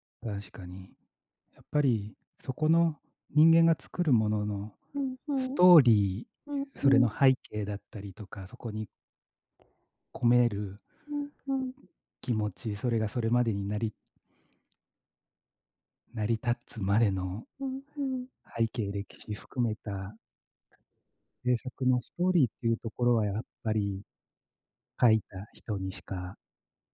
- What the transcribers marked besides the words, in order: tapping
- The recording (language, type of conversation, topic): Japanese, unstructured, 最近、科学について知って驚いたことはありますか？